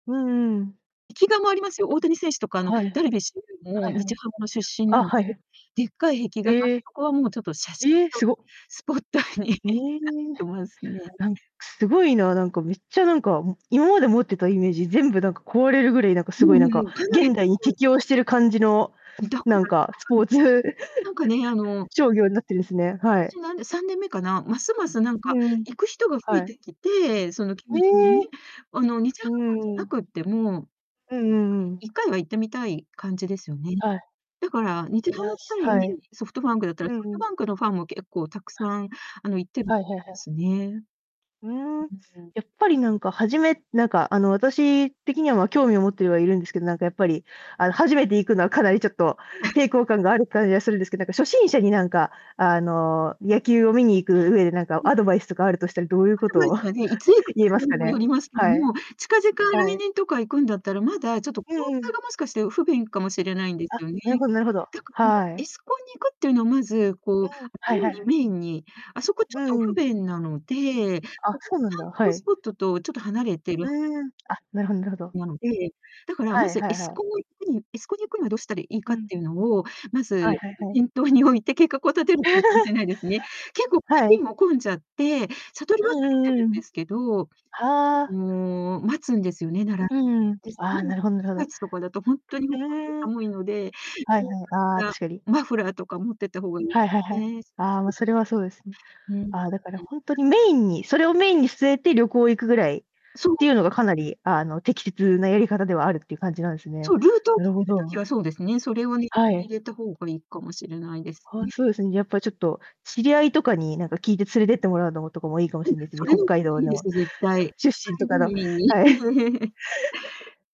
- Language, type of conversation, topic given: Japanese, podcast, 最近ハマっている趣味は何ですか？
- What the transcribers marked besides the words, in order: other background noise; distorted speech; laughing while speaking: "スポッターに"; unintelligible speech; laugh; unintelligible speech; tapping; static; unintelligible speech; chuckle; laugh; unintelligible speech; unintelligible speech; unintelligible speech; unintelligible speech; laugh; laughing while speaking: "はい"; laugh